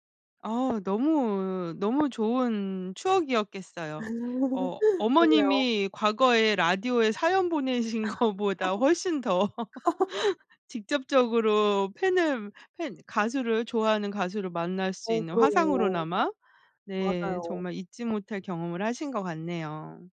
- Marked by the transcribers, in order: tapping; laugh; laughing while speaking: "보내신 거보다"; laugh; laughing while speaking: "더"
- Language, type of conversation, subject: Korean, podcast, 미디어(라디오, TV, 유튜브)가 너의 음악 취향을 어떻게 만들었어?